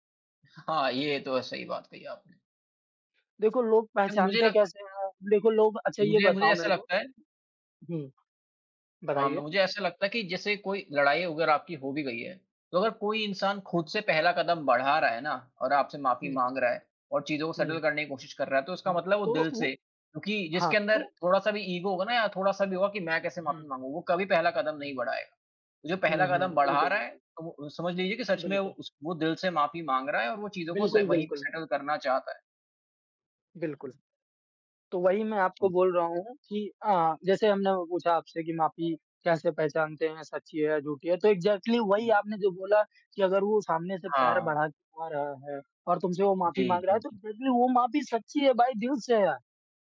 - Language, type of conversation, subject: Hindi, unstructured, आपके अनुसार लड़ाई के बाद माफी क्यों ज़रूरी है?
- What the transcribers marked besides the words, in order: other background noise; in English: "सेटल"; in English: "ईगो"; in English: "सेटल"; alarm; in English: "इग्ज़ैक्टली"; in English: "डेफिनिटली"